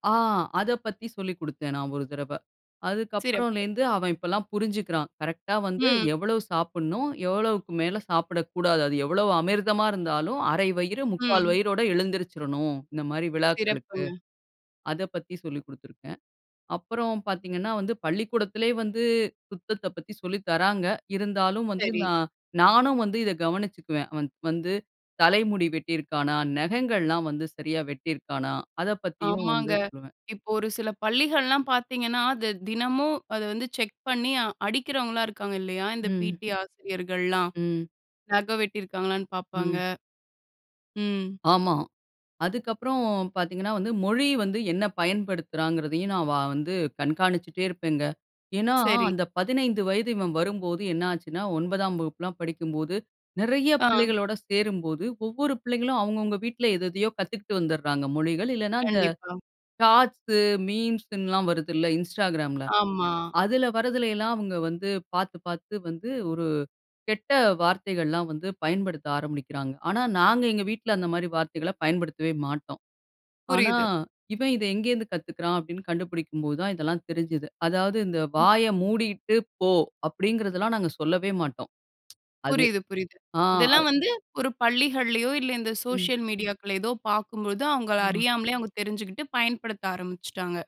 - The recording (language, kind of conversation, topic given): Tamil, podcast, பிள்ளைகளுக்கு முதலில் எந்த மதிப்புகளை கற்றுக்கொடுக்க வேண்டும்?
- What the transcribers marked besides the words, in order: other background noise